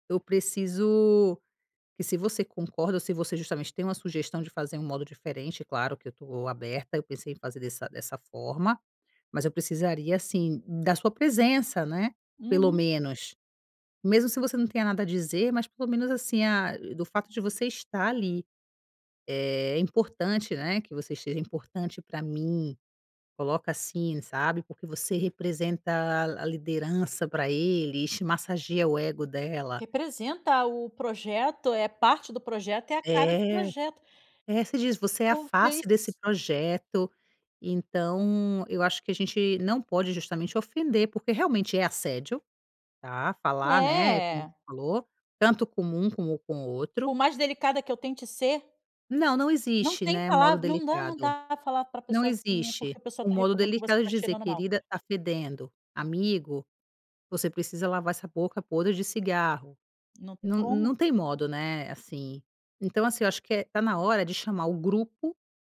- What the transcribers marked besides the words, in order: none
- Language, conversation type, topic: Portuguese, advice, Como dar um feedback difícil sem ofender?